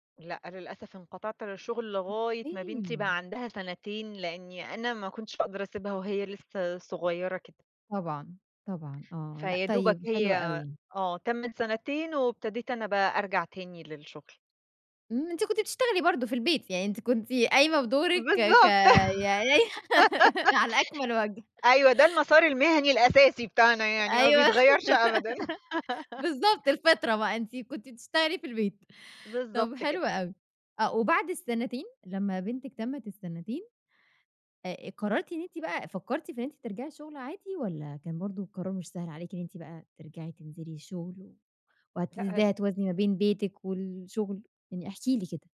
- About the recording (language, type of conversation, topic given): Arabic, podcast, إيه نصيحتك لحد بيغيّر مساره المهني؟
- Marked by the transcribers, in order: laughing while speaking: "بالضبط"; laughing while speaking: "يعني على أكمل وَجه"; laugh; laughing while speaking: "أيوه ده المسار المهني الأساسي بتاعنا، يعني ما بيتغيّرش أبدًا"; tapping; laughing while speaking: "أيوه"; laugh